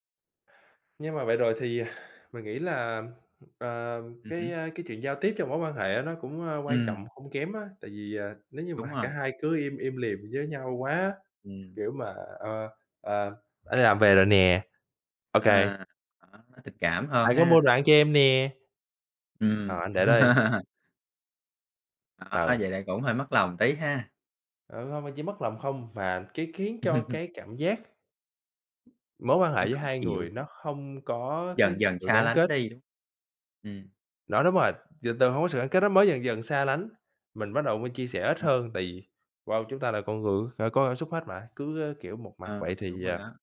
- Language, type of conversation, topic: Vietnamese, unstructured, Theo bạn, điều quan trọng nhất trong một mối quan hệ là gì?
- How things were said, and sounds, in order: other background noise; tapping; put-on voice: "Anh có mua đồ ăn cho em nè!"; chuckle; laughing while speaking: "Ừm"